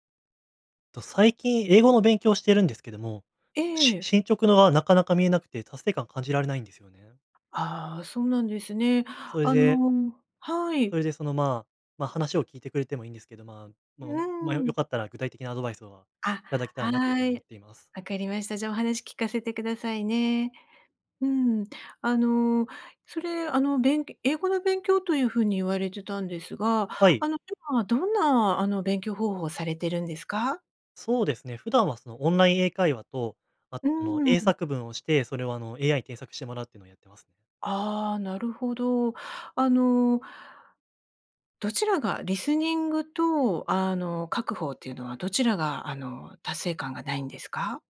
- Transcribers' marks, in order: none
- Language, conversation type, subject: Japanese, advice, 進捗が見えず達成感を感じられない
- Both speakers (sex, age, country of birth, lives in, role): female, 50-54, Japan, Japan, advisor; male, 20-24, Japan, Japan, user